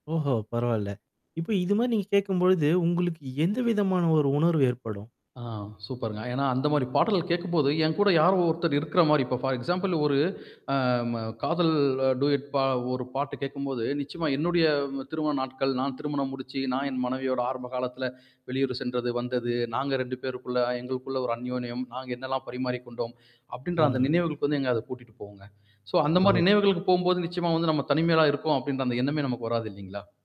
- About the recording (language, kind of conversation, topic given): Tamil, podcast, தனிமை உணரும்போது முதலில் நீங்கள் என்ன செய்கிறீர்கள்?
- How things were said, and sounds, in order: static; in English: "ஃபார் எக்ஸாம்பிள்"; distorted speech; in English: "சோ"; other background noise